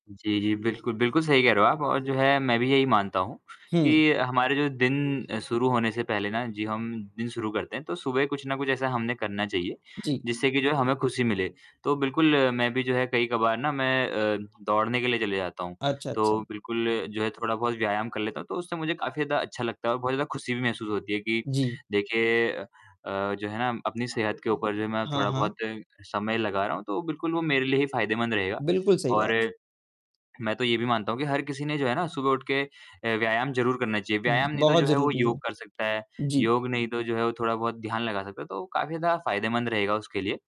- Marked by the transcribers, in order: mechanical hum; distorted speech; tapping; other noise
- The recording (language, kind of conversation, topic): Hindi, unstructured, खुशी पाने के लिए आप रोज़ अपने दिन में क्या करते हैं?